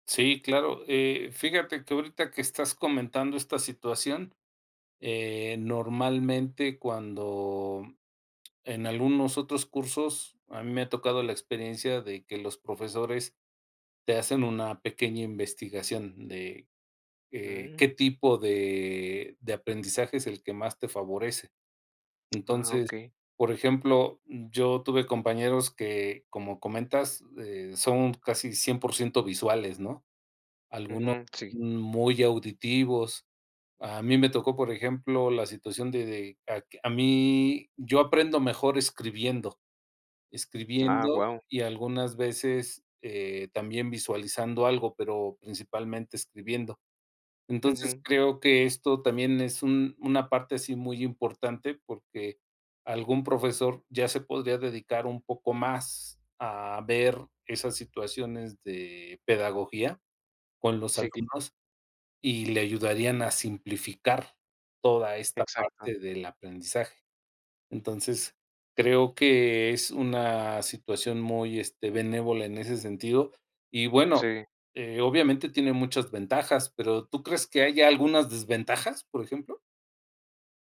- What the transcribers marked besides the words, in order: unintelligible speech
- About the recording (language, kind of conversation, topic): Spanish, unstructured, ¿Crees que las escuelas deberían usar más tecnología en clase?